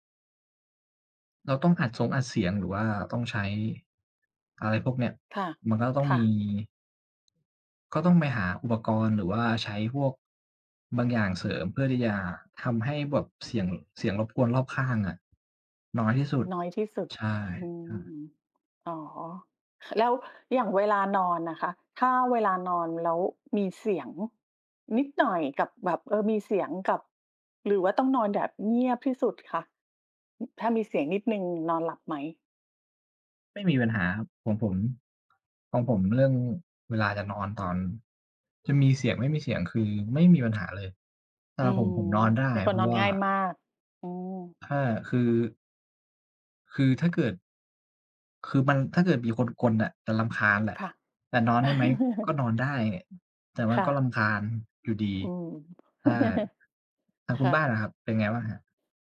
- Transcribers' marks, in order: chuckle; chuckle
- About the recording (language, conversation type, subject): Thai, unstructured, คุณชอบฟังเพลงระหว่างทำงานหรือชอบทำงานในความเงียบมากกว่ากัน และเพราะอะไร?